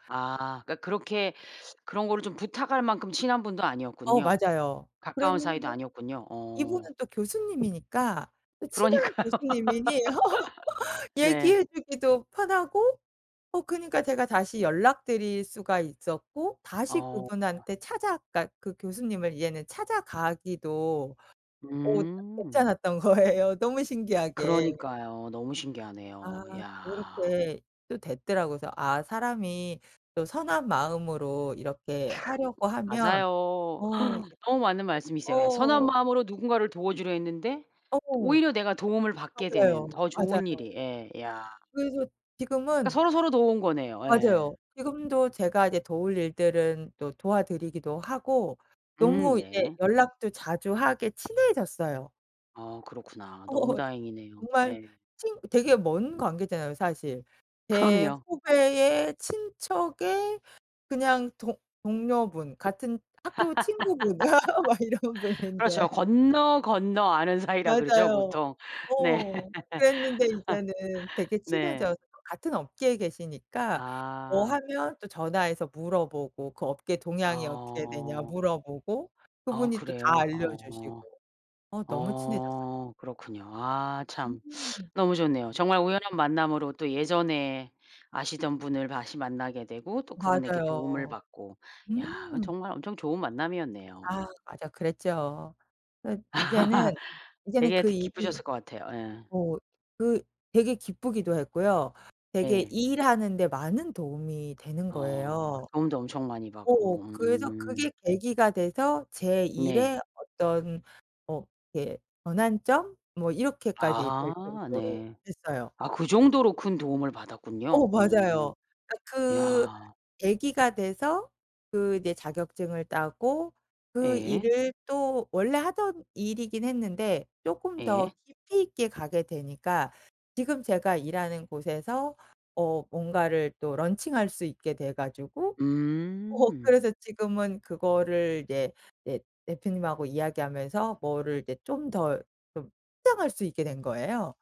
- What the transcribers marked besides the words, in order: tapping; laughing while speaking: "그러니까요"; laugh; unintelligible speech; laughing while speaking: "거예요"; other noise; gasp; other background noise; laugh; laughing while speaking: "막 이런 분인데"; laughing while speaking: "아는 사이라 그러죠, 보통. 네"; laugh; inhale; laugh; "론칭" said as "런칭"; laughing while speaking: "어"
- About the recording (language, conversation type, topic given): Korean, podcast, 우연한 만남으로 얻게 된 기회에 대해 이야기해줄래?